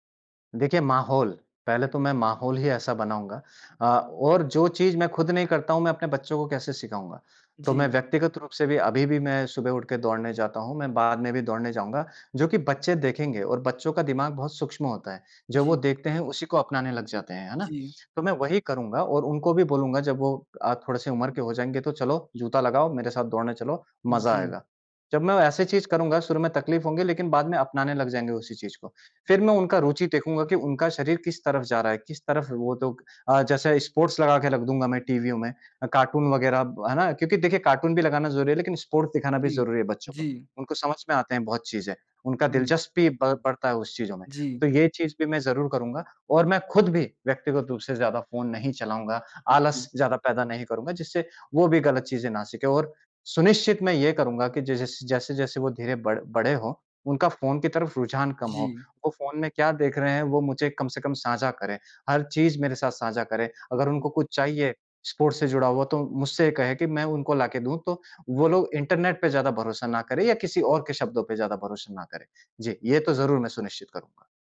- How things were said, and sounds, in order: "लोग" said as "दोग"; in English: "स्पोर्ट्स"; in English: "स्पोर्ट्स"; in English: "स्पोर्ट्स"
- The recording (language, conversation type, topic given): Hindi, podcast, कौन सा खिलौना तुम्हें आज भी याद आता है?